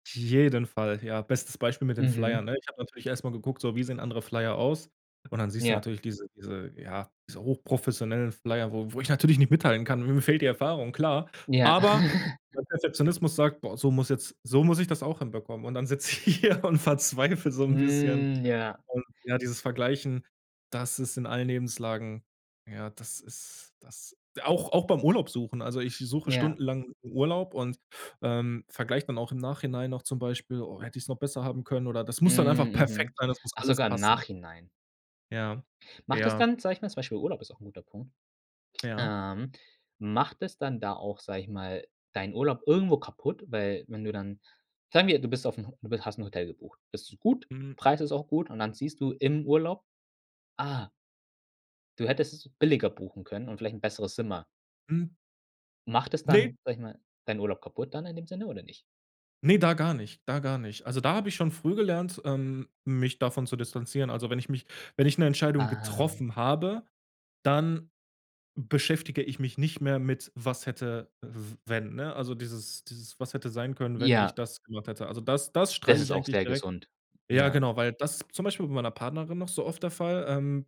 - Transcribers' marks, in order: giggle; drawn out: "Hm"; laughing while speaking: "hier"; laughing while speaking: "verzweifle"; other background noise; tapping
- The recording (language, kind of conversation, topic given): German, podcast, Welche Rolle spielen Perfektionismus und der Vergleich mit anderen bei Entscheidungen?